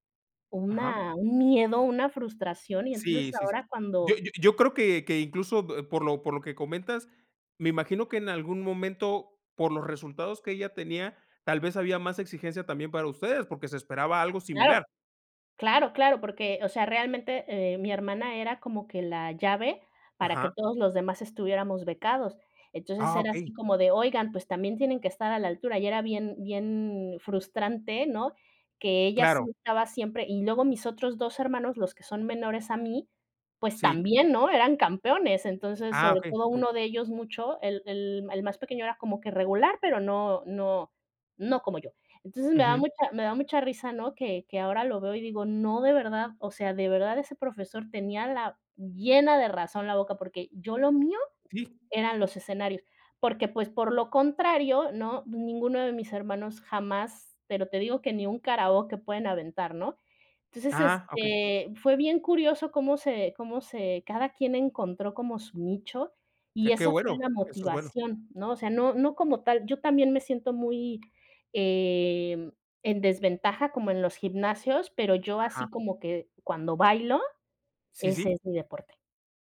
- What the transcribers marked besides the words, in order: other background noise; tapping
- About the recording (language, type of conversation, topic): Spanish, unstructured, ¿Qué recomendarías a alguien que quiere empezar a hacer ejercicio?
- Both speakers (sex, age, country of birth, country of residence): female, 40-44, Mexico, Mexico; male, 40-44, Mexico, Mexico